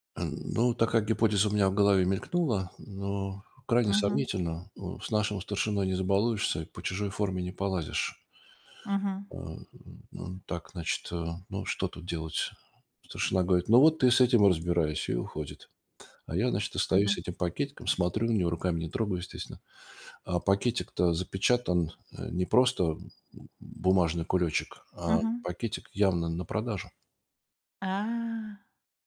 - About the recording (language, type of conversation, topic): Russian, podcast, Можешь рассказать о случае, когда ты ошибся, а потом сумел всё изменить к лучшему?
- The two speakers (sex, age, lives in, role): female, 45-49, France, host; male, 65-69, Estonia, guest
- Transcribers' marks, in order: tapping